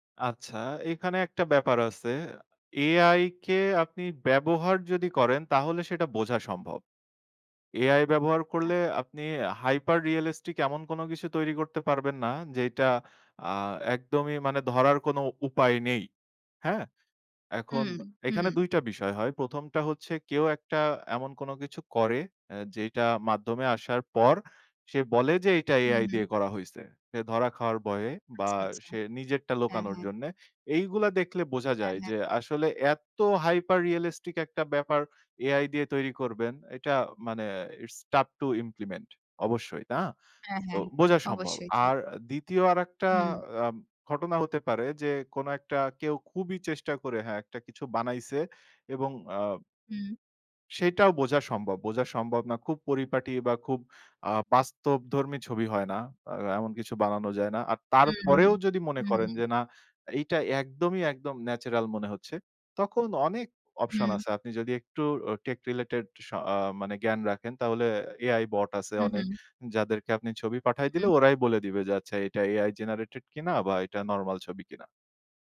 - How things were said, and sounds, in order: in English: "হাইপার রিয়ালিস্টিক"; in English: "হাইপার রিয়ালিস্টিক"; in English: "ইটস টাফ টু ইমপ্লিমেন্ট"
- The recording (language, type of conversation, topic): Bengali, podcast, তুমি কীভাবে ভুয়া খবর শনাক্ত করো?